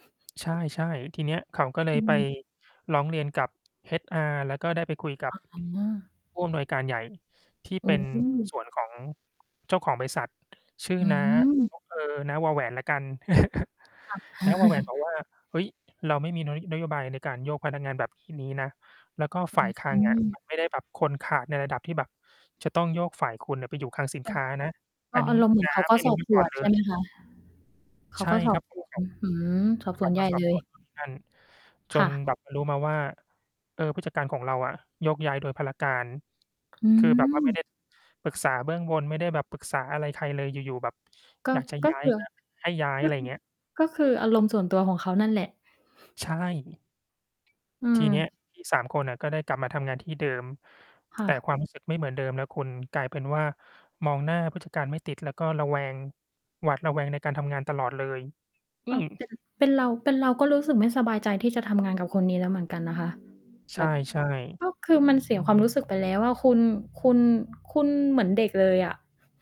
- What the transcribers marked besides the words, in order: distorted speech; mechanical hum; chuckle; other street noise; static
- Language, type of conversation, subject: Thai, unstructured, คนส่วนใหญ่มักรับมือกับความสูญเสียอย่างไร?